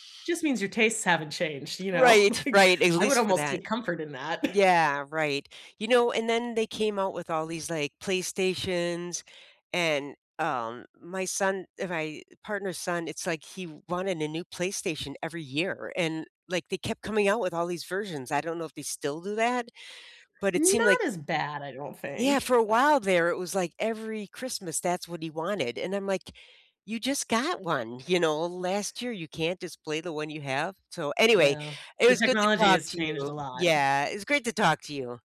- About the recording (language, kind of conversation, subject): English, unstructured, Which classic or childhood video games do you still replay just for nostalgia and fun, and what keeps you coming back to them?
- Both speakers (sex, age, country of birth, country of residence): female, 40-44, United States, United States; female, 60-64, United States, United States
- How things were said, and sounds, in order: laughing while speaking: "like"; chuckle; other background noise; tapping